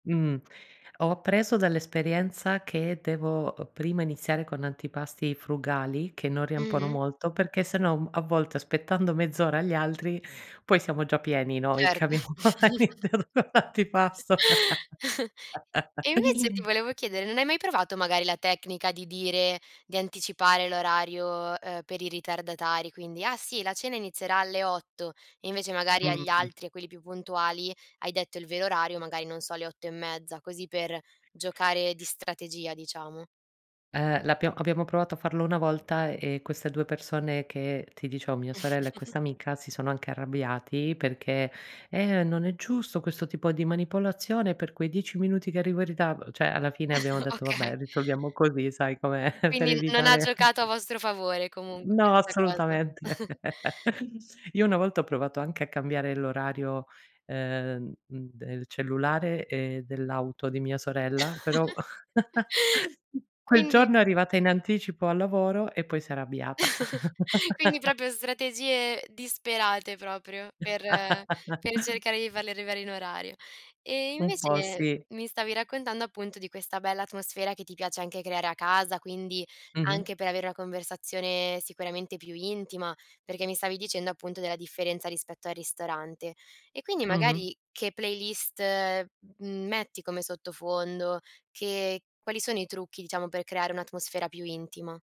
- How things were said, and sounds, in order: "riempiono" said as "riempono"; laughing while speaking: "Certo"; chuckle; laughing while speaking: "abbiamo l'antipasto"; unintelligible speech; laugh; other background noise; chuckle; "Cioè" said as "ceh"; chuckle; laughing while speaking: "Okay"; chuckle; chuckle; chuckle; chuckle; "proprio" said as "propio"; laugh; chuckle; tapping
- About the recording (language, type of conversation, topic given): Italian, podcast, Cosa rende speciale una cena tra amici, secondo te?